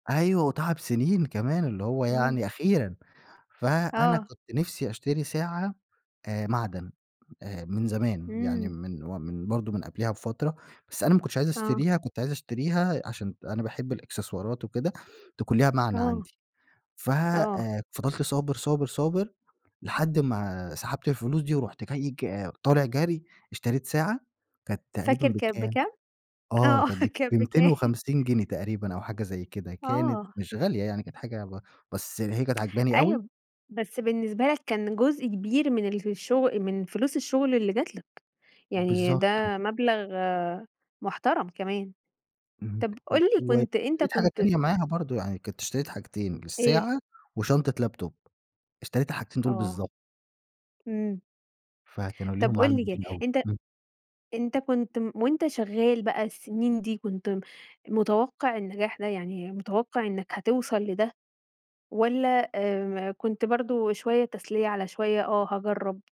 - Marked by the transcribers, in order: laughing while speaking: "آه كانت بكام؟"; in English: "لابتوب"
- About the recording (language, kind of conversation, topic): Arabic, podcast, احكيلي عن أول نجاح مهم خلّاك/خلّاكي تحس/تحسّي بالفخر؟